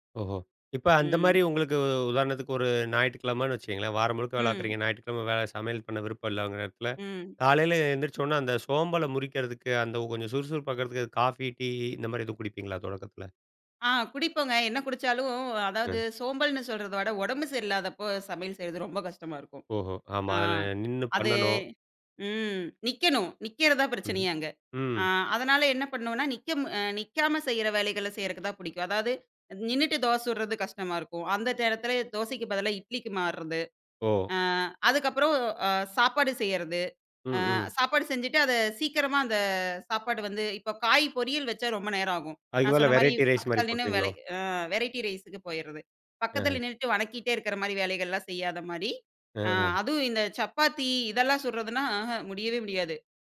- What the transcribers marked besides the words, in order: in English: "வெரைட்டி ரைஸ்"; in English: "வெரைட்டி ரைஸு"
- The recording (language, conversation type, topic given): Tamil, podcast, தூண்டுதல் குறைவாக இருக்கும் நாட்களில் உங்களுக்கு உதவும் உங்கள் வழிமுறை என்ன?